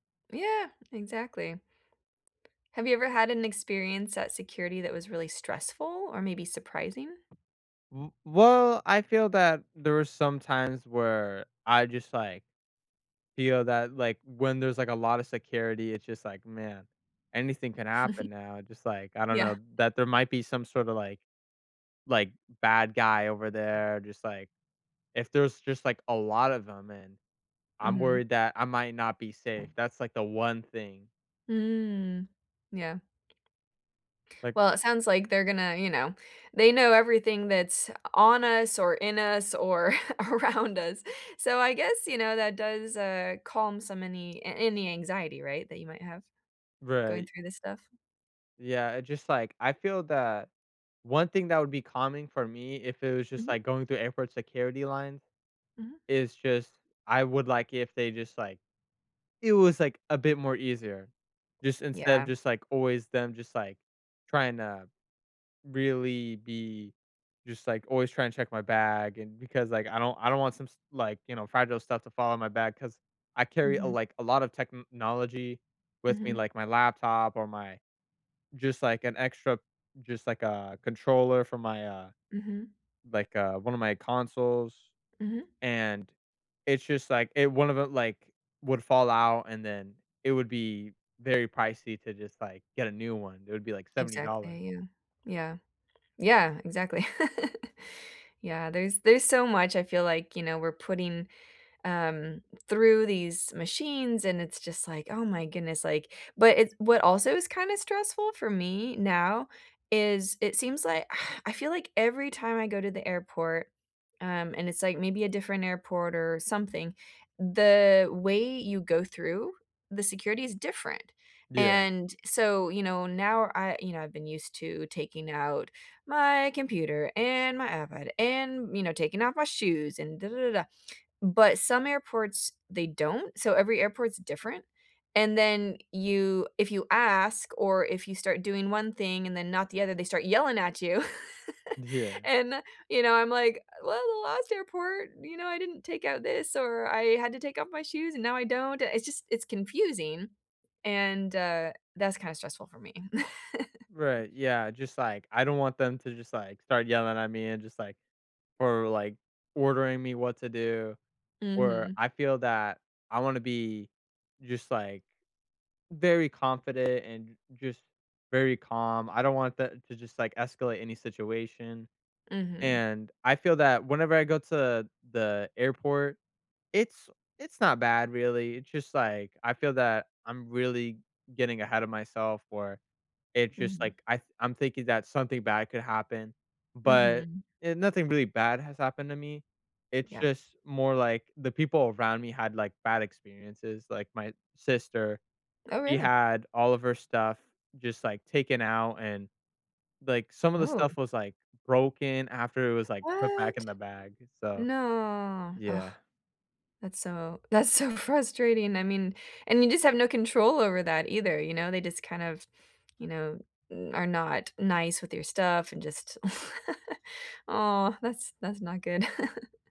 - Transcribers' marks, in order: tapping; chuckle; chuckle; laughing while speaking: "around us"; "technology" said as "techn nology"; chuckle; sigh; other noise; laugh; put-on voice: "Well, the last airport, you know"; chuckle; drawn out: "What? No"; groan; laughing while speaking: "that's so"; chuckle; chuckle
- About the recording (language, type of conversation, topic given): English, unstructured, What frustrates you most about airport security lines?